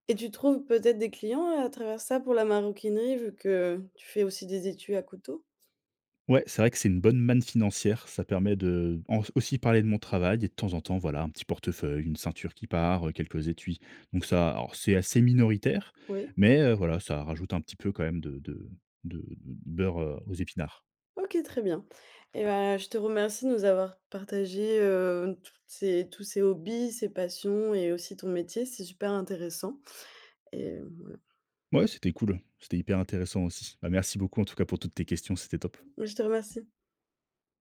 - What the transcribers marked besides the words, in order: other background noise; tapping
- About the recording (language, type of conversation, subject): French, podcast, Quel conseil donnerais-tu à quelqu’un qui débute ?